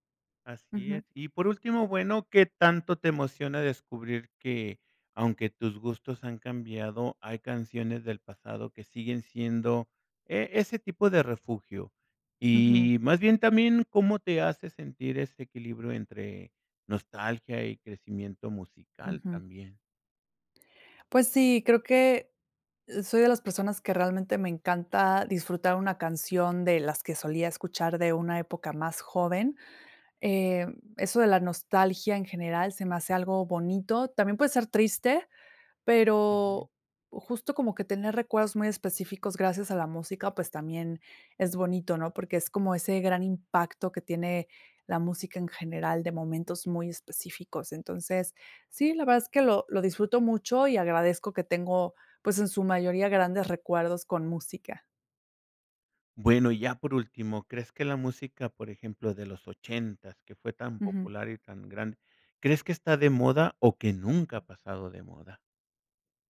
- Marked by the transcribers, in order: tapping
- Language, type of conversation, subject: Spanish, podcast, ¿Cómo ha cambiado tu gusto musical con los años?